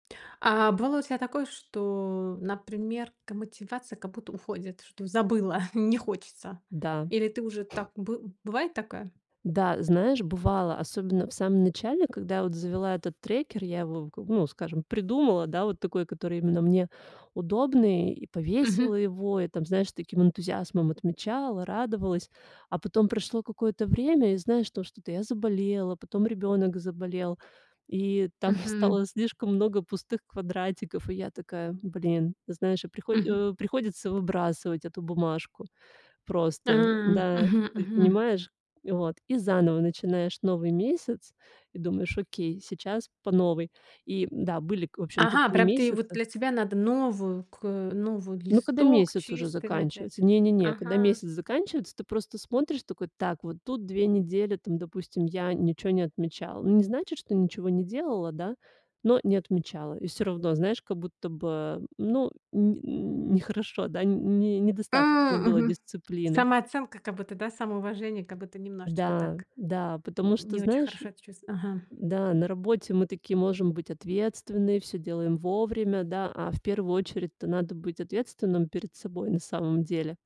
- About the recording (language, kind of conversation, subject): Russian, podcast, Какие маленькие шаги помогают тебе расти каждый день?
- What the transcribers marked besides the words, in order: laughing while speaking: "не хочется?"; tapping; laughing while speaking: "там стало"